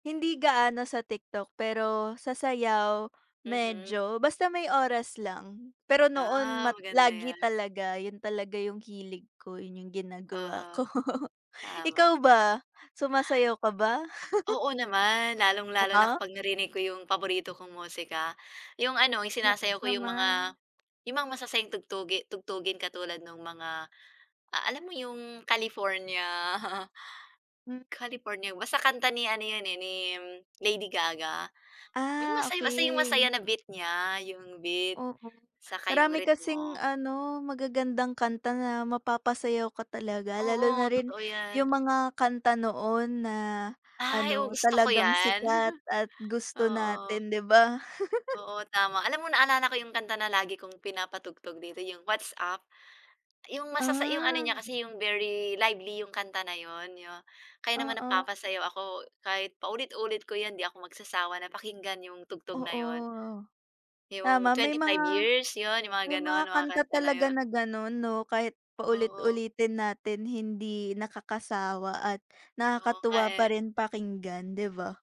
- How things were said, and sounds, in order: laughing while speaking: "ko"; chuckle; laughing while speaking: "California"; tapping; chuckle; other background noise
- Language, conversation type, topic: Filipino, unstructured, Paano mo binibigyang-halaga ang oras para sa sarili sa gitna ng abalang araw?